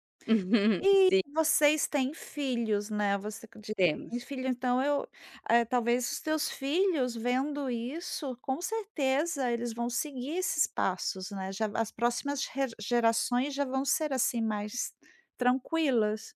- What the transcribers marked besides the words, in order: chuckle
- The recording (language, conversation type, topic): Portuguese, podcast, Como vocês resolvem conflitos em casa?